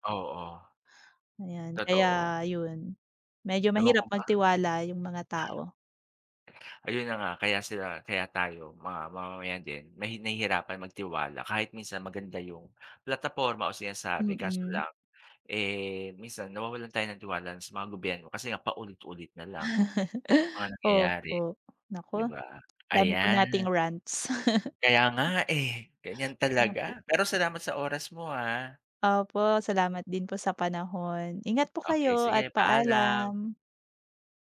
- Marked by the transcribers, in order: other background noise; chuckle; tapping; chuckle; put-on voice: "Kaya nga, eh, ganyan talaga"
- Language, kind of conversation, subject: Filipino, unstructured, Bakit mahalaga ang pakikilahok ng mamamayan sa pamahalaan?